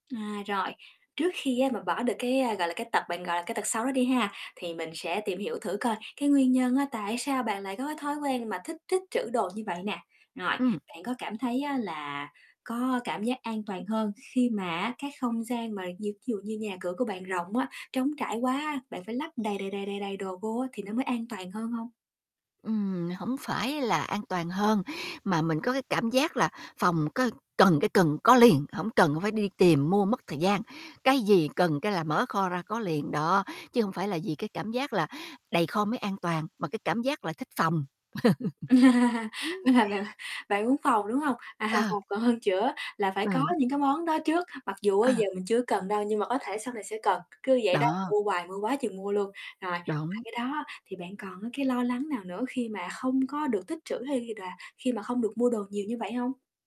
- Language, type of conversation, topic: Vietnamese, advice, Bạn có thói quen tích trữ đồ để phòng khi cần nhưng hiếm khi dùng không?
- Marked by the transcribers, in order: tapping; mechanical hum; laugh; laughing while speaking: "Vậy là bạn"; laugh; distorted speech; laughing while speaking: "À"